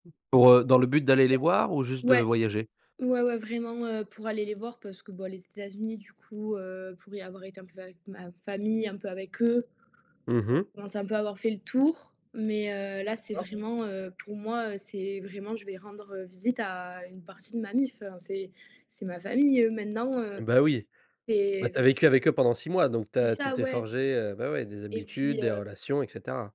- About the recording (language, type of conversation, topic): French, podcast, Peux-tu me parler d’une rencontre inoubliable que tu as faite en voyage ?
- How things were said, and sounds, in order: other background noise; unintelligible speech; tapping